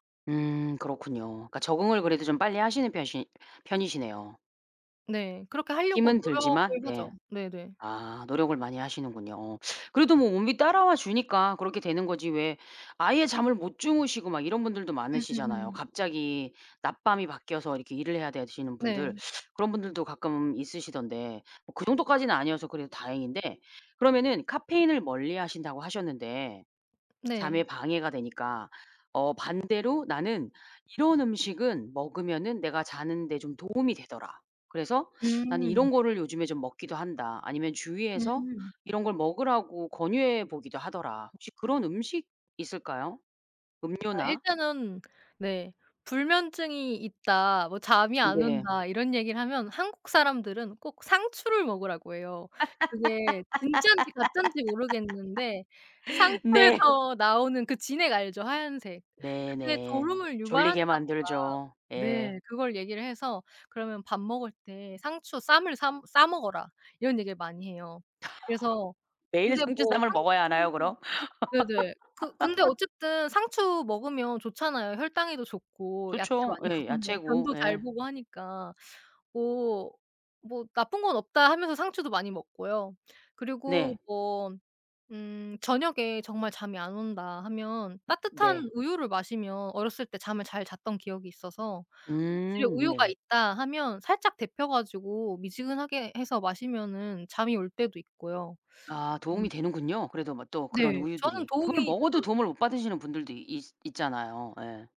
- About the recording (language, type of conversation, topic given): Korean, podcast, 잠을 잘 자려면 평소에 어떤 습관을 지키시나요?
- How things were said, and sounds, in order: teeth sucking; other background noise; teeth sucking; laugh; laughing while speaking: "네"; laugh; laughing while speaking: "매일 상추쌈을 먹어야 하나요, 그럼?"; laugh; laughing while speaking: "많이 먹으면"; "데워" said as "뎁혀"